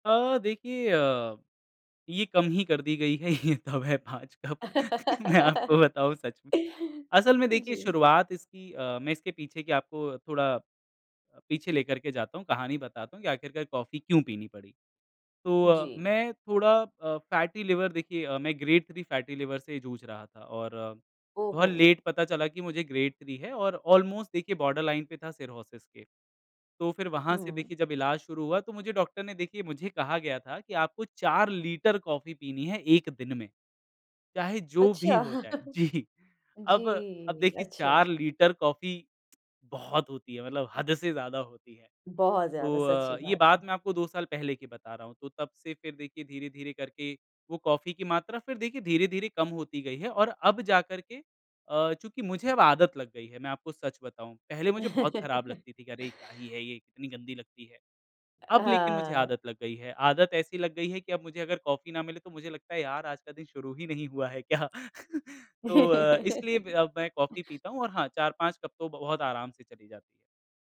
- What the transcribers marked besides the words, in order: laughing while speaking: "ये तब है पाँच कप मैं आपको बताऊँ सच में"; laugh; in English: "फैटी लिवर"; in English: "ग्रेड थ्री फैटी लिवर"; in English: "लेट"; in English: "ग्रेड थ्री"; in English: "ऑलमोस्ट"; in English: "बॉर्डर लाइन"; in English: "सिरहोसिस"; laughing while speaking: "जी"; chuckle; laugh; laughing while speaking: "क्या"; chuckle; laugh
- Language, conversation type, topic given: Hindi, podcast, कैफ़ीन का सेवन आप किस तरह नियंत्रित करते हैं?